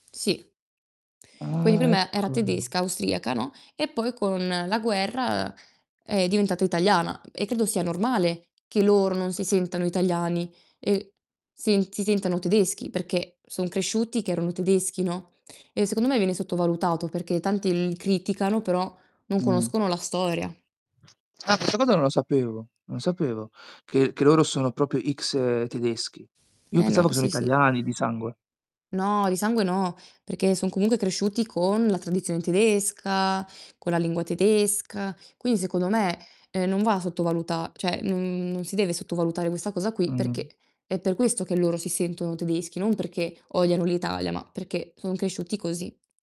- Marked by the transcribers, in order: static; distorted speech; other background noise; "proprio" said as "propio"; "Quindi" said as "quini"; "cioè" said as "ceh"
- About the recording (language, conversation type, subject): Italian, unstructured, Che cosa ti rende orgoglioso del tuo paese?